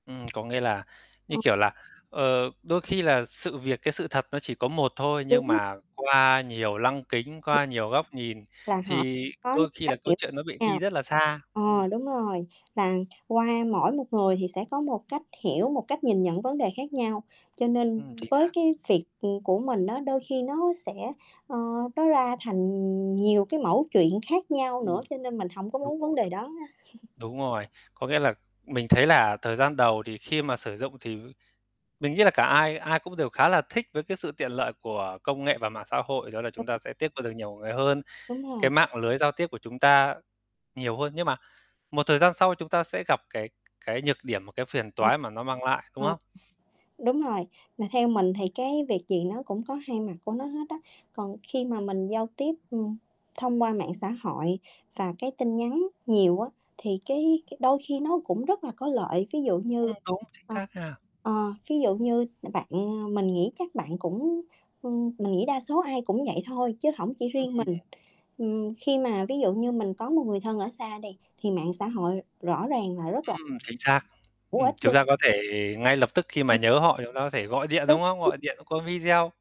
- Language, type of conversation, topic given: Vietnamese, unstructured, Bạn nghĩ gì về sự thay đổi trong cách chúng ta giao tiếp xã hội hiện nay?
- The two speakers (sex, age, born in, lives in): female, 30-34, Vietnam, Vietnam; male, 25-29, Vietnam, Vietnam
- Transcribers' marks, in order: other background noise; tapping; unintelligible speech; chuckle; unintelligible speech; static; unintelligible speech; distorted speech